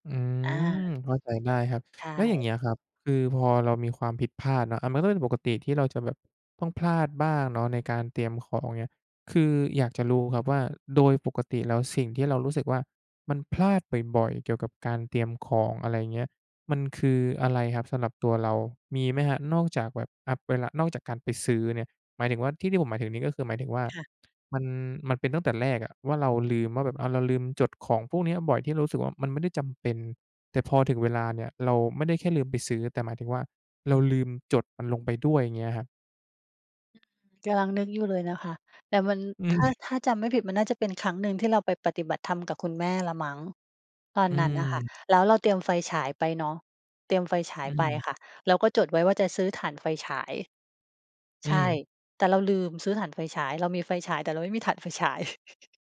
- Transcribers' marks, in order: other background noise; chuckle; chuckle
- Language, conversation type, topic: Thai, podcast, คุณมีวิธีเตรียมของสำหรับวันพรุ่งนี้ก่อนนอนยังไงบ้าง?